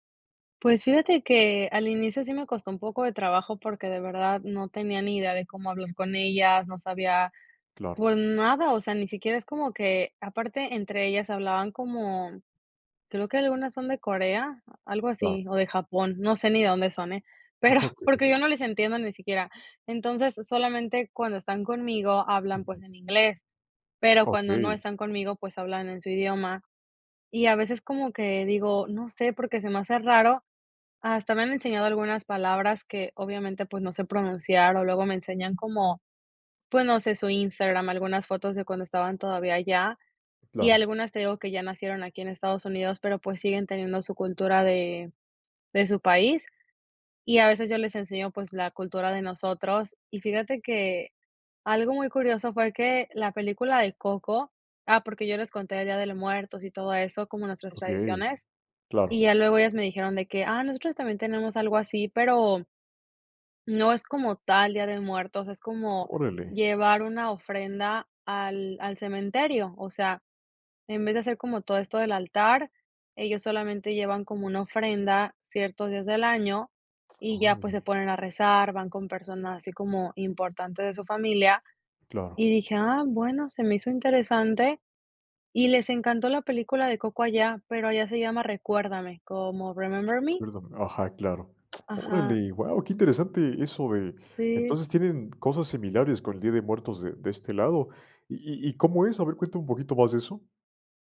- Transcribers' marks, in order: laughing while speaking: "Okey"; other background noise
- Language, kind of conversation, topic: Spanish, podcast, ¿Cómo rompes el hielo con desconocidos que podrían convertirse en amigos?